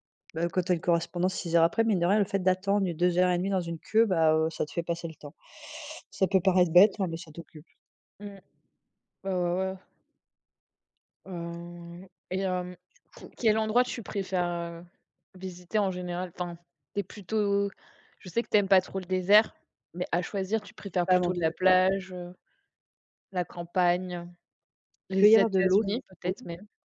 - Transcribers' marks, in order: other noise
- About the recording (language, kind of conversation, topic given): French, unstructured, Préférez-vous partir en vacances à l’étranger ou faire des découvertes près de chez vous ?